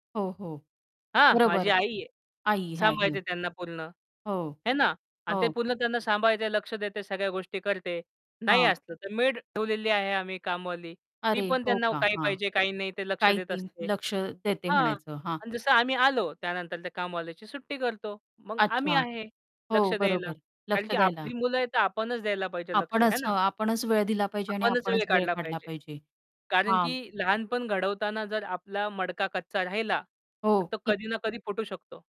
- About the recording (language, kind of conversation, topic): Marathi, podcast, काम सांभाळत मुलांसाठी वेळ कसा काढता?
- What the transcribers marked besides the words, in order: distorted speech; static